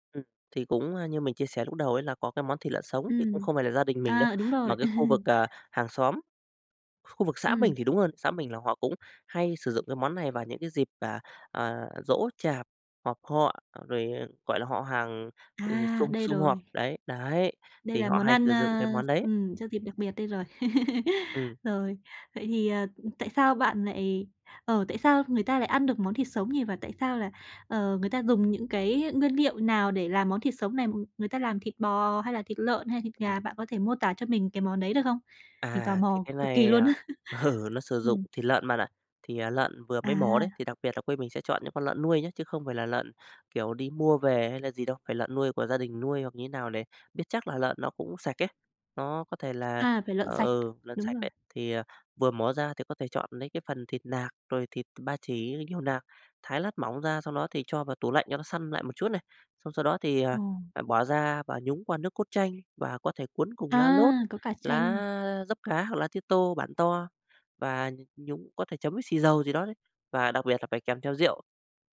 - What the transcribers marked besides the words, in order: laugh; laugh; laughing while speaking: "ừ"; tapping; laughing while speaking: "á!"; other background noise
- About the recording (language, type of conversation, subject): Vietnamese, podcast, Món ăn gia truyền nào khiến bạn nhớ nhất nhỉ?